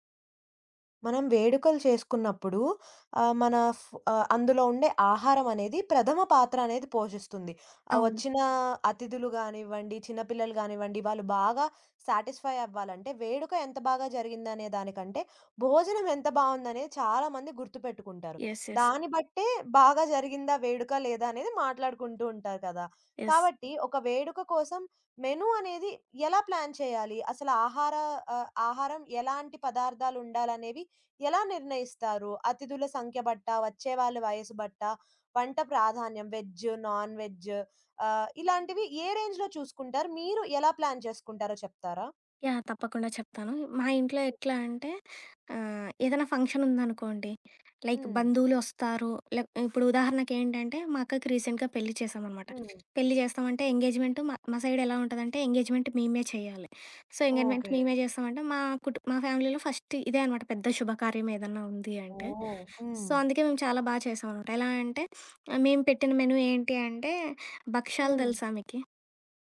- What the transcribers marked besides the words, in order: in English: "శాటిస్ఫై"; in English: "యెస్. యెస్"; in English: "యెస్"; in English: "మెను"; in English: "ప్లాన్"; in English: "వెజ్, నాన్ వెజ్"; in English: "రేంజ్‌లో"; in English: "ప్లాన్"; in English: "ఫంక్షన్"; in English: "లైక్"; in English: "రీసెంట్‌గా"; in English: "ఎంగేజ్మెంట్"; in English: "సైడ్"; in English: "ఎంగేజ్మెంట్"; in English: "సో, ఎంగేజ్మెంట్"; in English: "ఫ్యామిలీలో ఫస్ట్"; in English: "సో"; in English: "మెనూ"
- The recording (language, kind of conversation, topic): Telugu, podcast, వేడుక కోసం మీరు మెనూని ఎలా నిర్ణయిస్తారు?